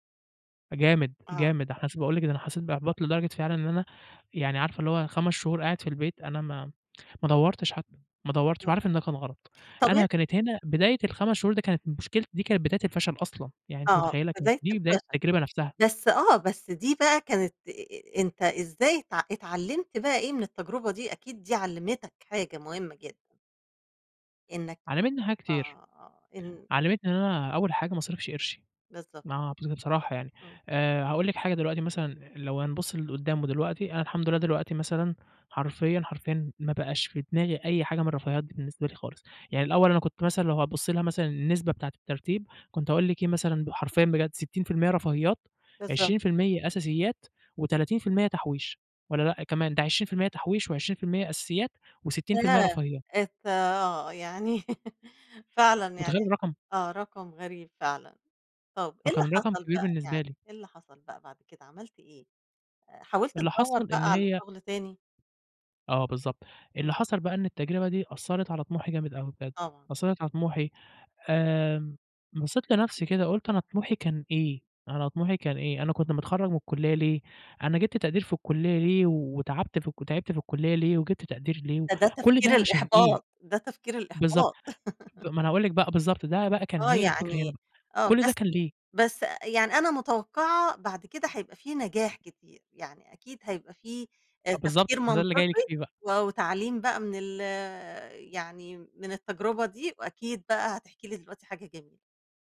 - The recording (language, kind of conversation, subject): Arabic, podcast, كيف أثّرت تجربة الفشل على طموحك؟
- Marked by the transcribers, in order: unintelligible speech; other noise; chuckle; tapping; chuckle